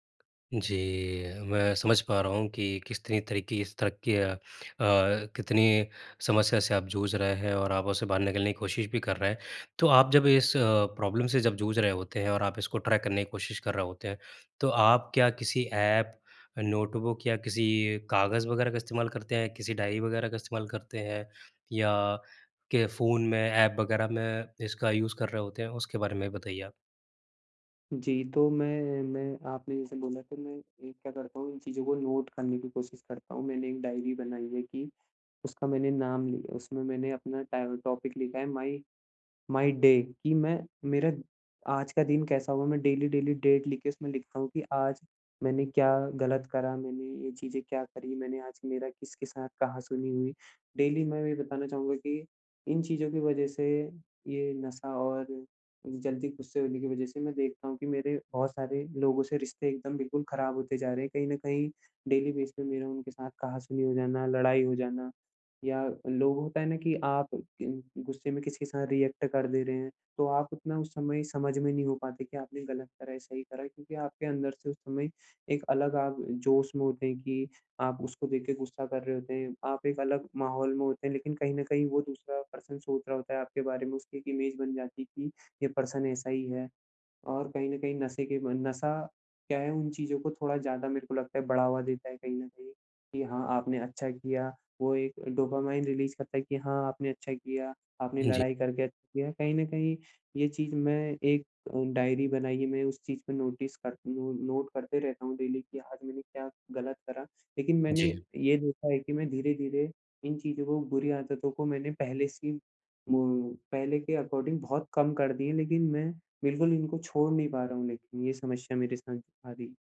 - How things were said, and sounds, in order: "कितनी" said as "किस्तनी"; in English: "प्रॉब्लम"; in English: "ट्रैक"; in English: "यूज़"; in English: "टॉपिक"; in English: "माई माई डे"; in English: "डेली-डेली डेट"; in English: "डेली"; in English: "डेली बेस"; in English: "रिएक्ट"; in English: "पर्सन"; in English: "इमेज"; in English: "पर्सन"; in English: "रिलीज़"; in English: "नोटिस"; in English: "नो नोट"; in English: "डेली"; in English: "अकॉर्डिंग"
- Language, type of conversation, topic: Hindi, advice, आदतों में बदलाव